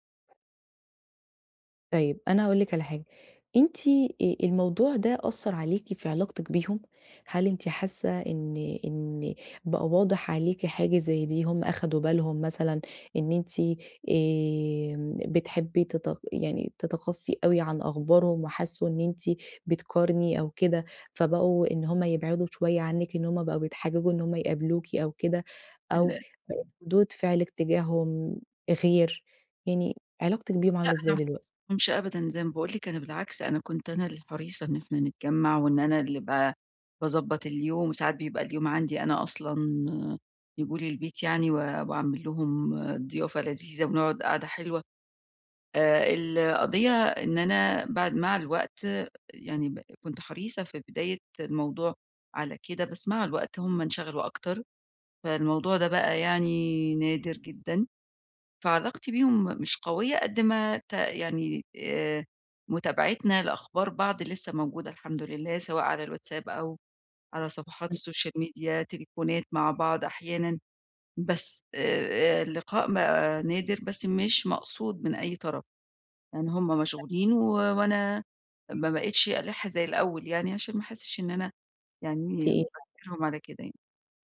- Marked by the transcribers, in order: other background noise; tapping; unintelligible speech; unintelligible speech; in English: "السوشيال ميديا"; unintelligible speech
- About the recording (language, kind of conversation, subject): Arabic, advice, إزاي أبطّل أقارن نفسي على طول بنجاحات صحابي من غير ما ده يأثر على علاقتي بيهم؟